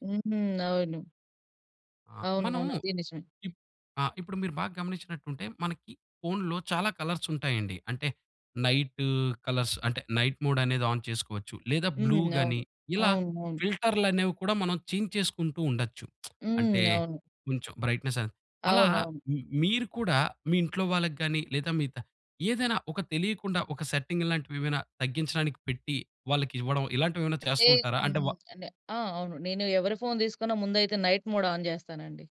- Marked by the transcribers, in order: in English: "కలర్స్"; in English: "నైట్, కలర్స్"; in English: "నైట్"; in English: "ఆన్"; in English: "బ్లూ"; in English: "చేంజ్"; lip smack; in English: "బ్రైట్‌నెస్"; in English: "సెట్టింగ్"; in English: "నైట్ మోడ్ ఆన్"
- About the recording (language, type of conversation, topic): Telugu, podcast, ఫోన్ స్క్రీన్ వెలుతురు తగ్గించిన తర్వాత మీ నిద్రలో ఏవైనా మార్పులు వచ్చాయా?